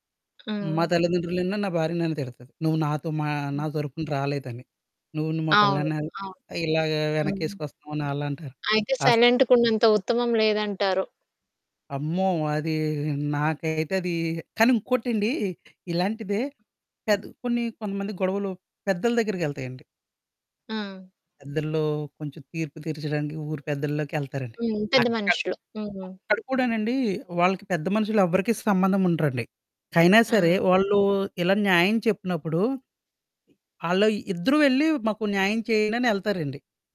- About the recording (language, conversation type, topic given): Telugu, podcast, వివాదాలు వచ్చినప్పుడు వాటిని పరిష్కరించే సరళమైన మార్గం ఏది?
- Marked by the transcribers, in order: static; in English: "సైలెంట్‌గున్నంత"; distorted speech